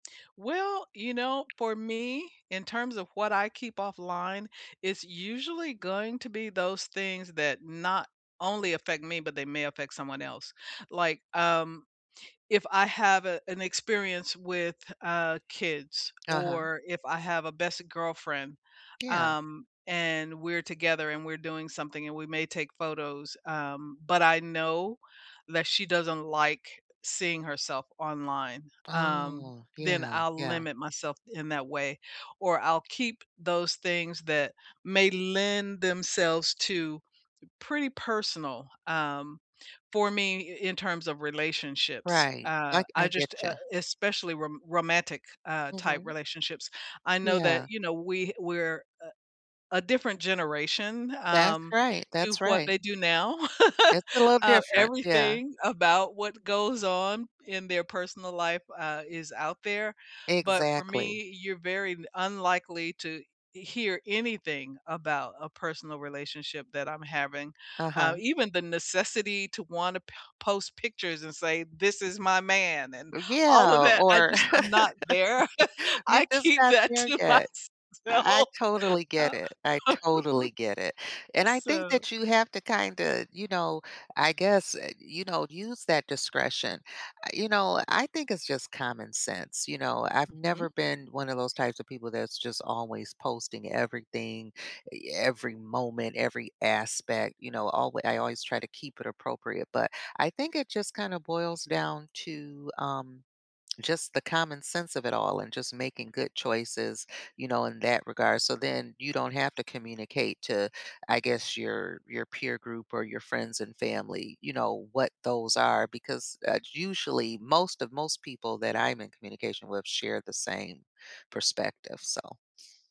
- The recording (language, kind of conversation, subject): English, unstructured, How do you balance what you share online with what you keep private?
- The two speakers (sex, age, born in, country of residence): female, 50-54, United States, United States; female, 65-69, United States, United States
- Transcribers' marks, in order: tapping; "gotcha" said as "getcha"; laugh; laugh; chuckle; laughing while speaking: "I keep that to myself, uh"; chuckle